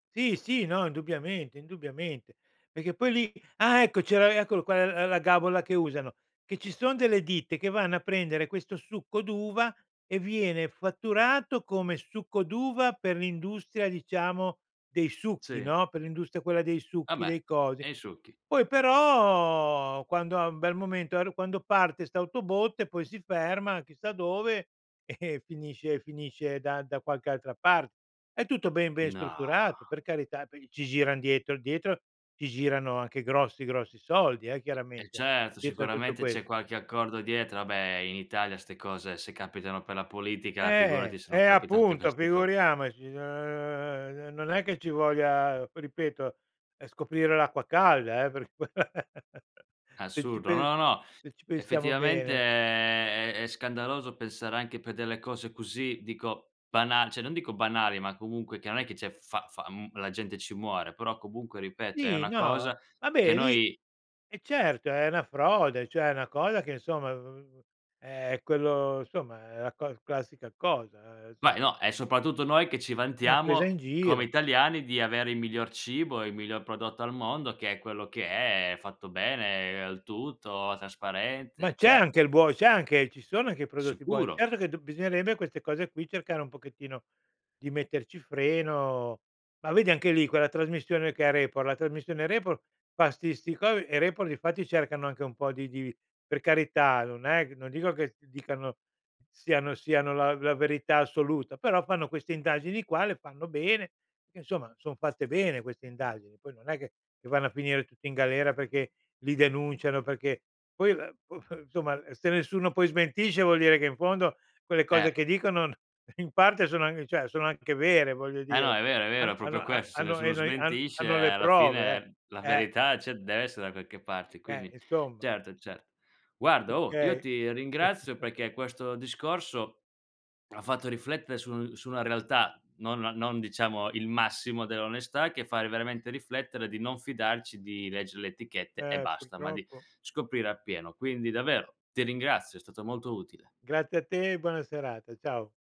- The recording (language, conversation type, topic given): Italian, podcast, Cosa pensi delle certificazioni alimentari come la DOP o l’IGP?
- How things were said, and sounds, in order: other background noise; tapping; drawn out: "però"; unintelligible speech; laughing while speaking: "e"; unintelligible speech; drawn out: "n"; chuckle; drawn out: "è"; "cioè" said as "ceh"; "cioè" said as "ceh"; unintelligible speech; "cioè" said as "ceh"; "proprio" said as "propio"; "cioè" said as "ceh"; chuckle